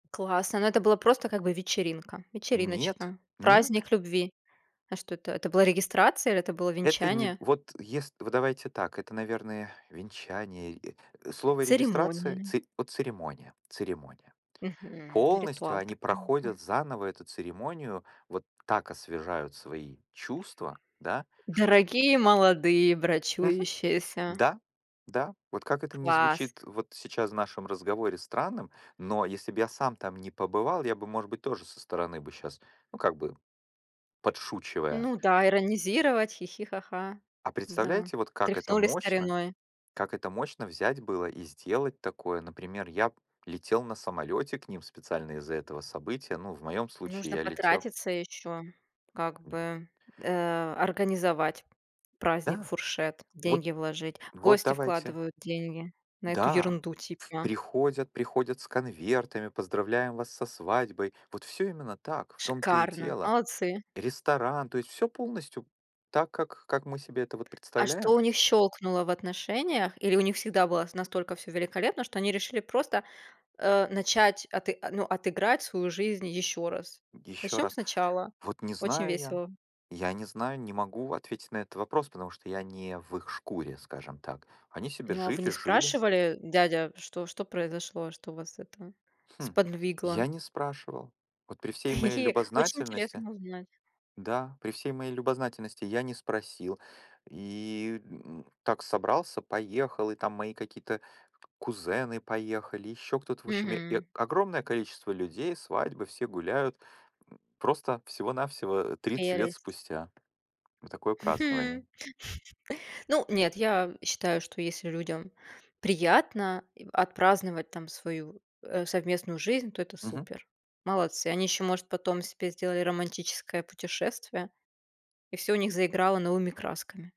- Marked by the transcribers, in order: tapping; other background noise; background speech; "В общем" said as "вощем"; chuckle
- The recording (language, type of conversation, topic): Russian, unstructured, Как сохранить романтику в долгих отношениях?